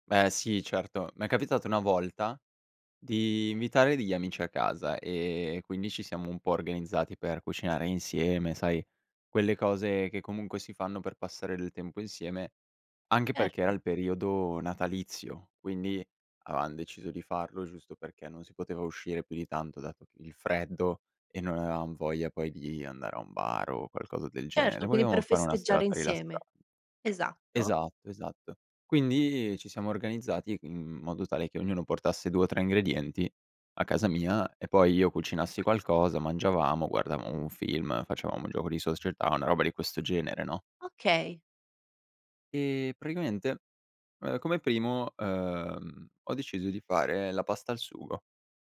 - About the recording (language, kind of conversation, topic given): Italian, podcast, Raccontami di un errore in cucina che poi è diventato una tradizione?
- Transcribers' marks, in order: "avevam" said as "avam"; tapping; "praticamente" said as "pradigamente"